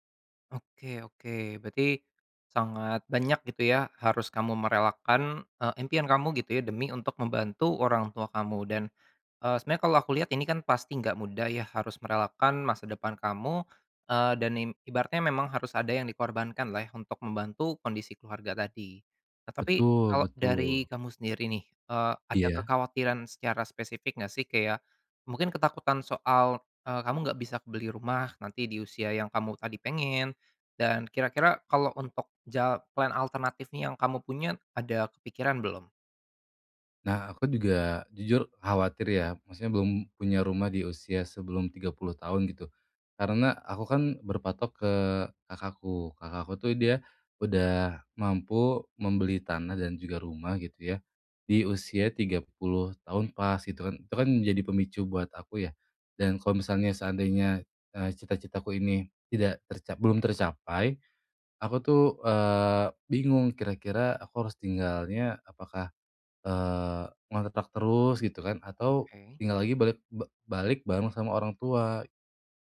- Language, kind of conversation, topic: Indonesian, advice, Bagaimana cara menyeimbangkan optimisme dan realisme tanpa mengabaikan kenyataan?
- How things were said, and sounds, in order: in English: "plan"